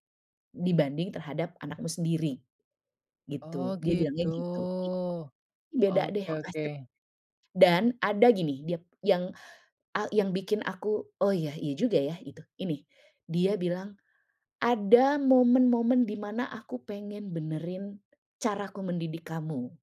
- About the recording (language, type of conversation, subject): Indonesian, podcast, Bagaimana reaksimu jika orang tuamu tidak menerima batasanmu?
- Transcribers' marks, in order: none